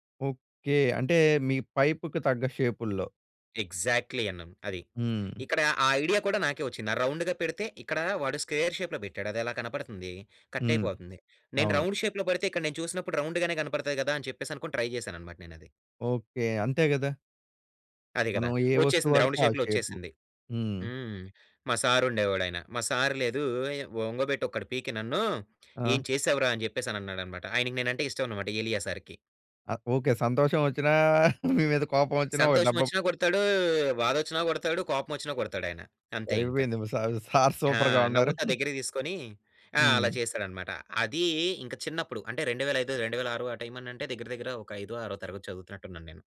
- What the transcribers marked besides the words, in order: in English: "ఎగ్జాక్ట్‌లీ"; in English: "రౌండ్‌గా"; in English: "స్క్వేర్ షేప్‌లో"; in English: "రౌండ్ షేప్‌లో"; in English: "రౌండ్‌గానే"; in English: "ట్రై"; in English: "రౌండ్ షేప్‌లో"; laughing while speaking: "సంతోషం ఒచ్చినా మీ మీద కోపమొచ్చినా ఒక దెబ్బ"; laughing while speaking: "మీ సారు, సారు సూపర్‌గా ఉన్నారు"; in English: "సూపర్‌గా"
- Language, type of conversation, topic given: Telugu, podcast, కొత్త ఆలోచనలు రావడానికి మీరు ఏ పద్ధతులను అనుసరిస్తారు?